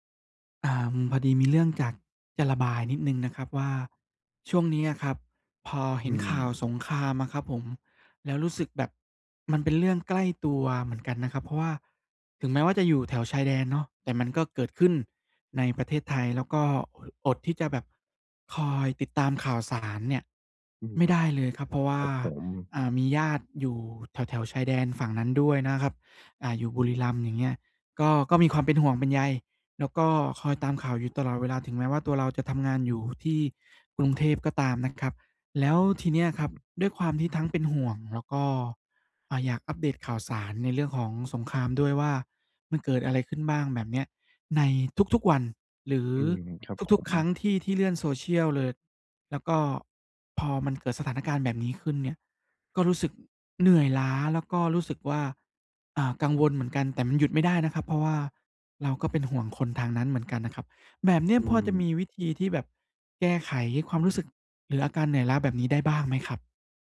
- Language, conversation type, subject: Thai, advice, ทำอย่างไรดีเมื่อรู้สึกเหนื่อยล้าจากการติดตามข่าวตลอดเวลาและเริ่มกังวลมาก?
- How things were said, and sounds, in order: none